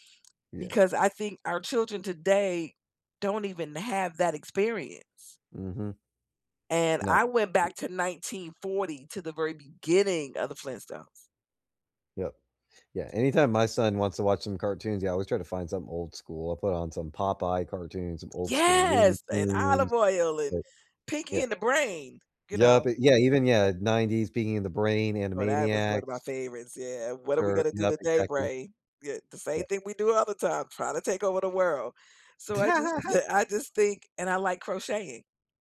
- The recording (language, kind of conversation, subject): English, unstructured, How do hobbies help you relax after a long day?
- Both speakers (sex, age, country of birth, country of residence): female, 55-59, United States, United States; male, 30-34, United States, United States
- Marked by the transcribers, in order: tapping; background speech; laugh; chuckle